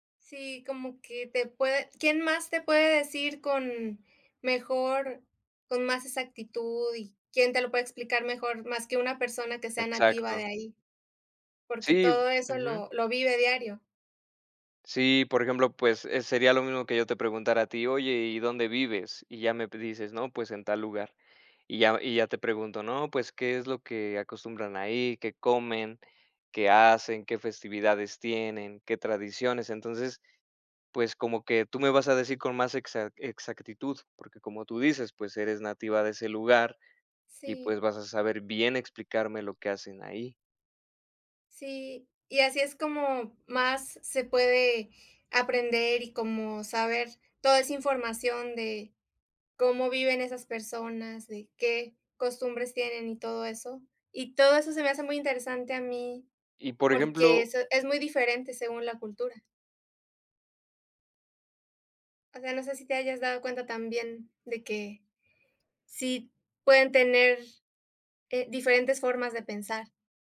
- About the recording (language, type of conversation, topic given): Spanish, unstructured, ¿Te sorprende cómo la tecnología conecta a personas de diferentes países?
- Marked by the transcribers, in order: none